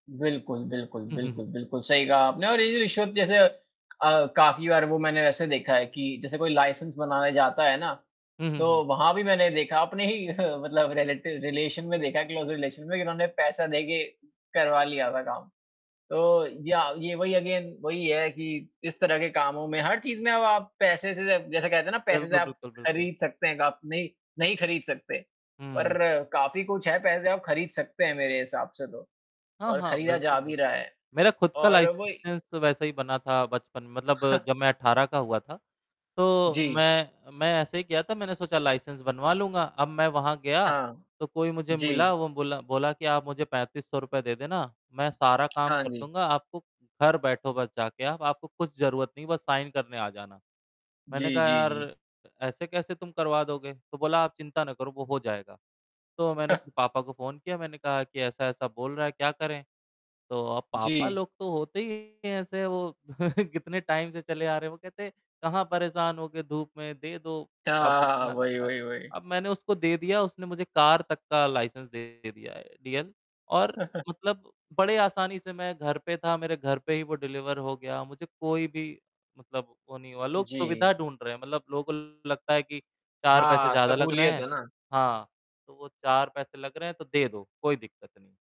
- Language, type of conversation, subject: Hindi, unstructured, क्या आपको लगता है कि पैसे के बदले रिश्वत लेना आजकल आम हो गया है?
- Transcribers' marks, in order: static; chuckle; in English: "लाइसेंस"; chuckle; in English: "रिलेटिव रिलेशन"; in English: "क्लोज़ रिलेशन"; in English: "अगेन"; distorted speech; in English: "लाइसेंस"; chuckle; in English: "लाइसेंस"; in English: "साइन"; chuckle; tapping; chuckle; in English: "टाइम"; laughing while speaking: "हाँ"; in English: "कार"; in English: "लाइसेंस"; chuckle; in English: "डिलीवर"; other background noise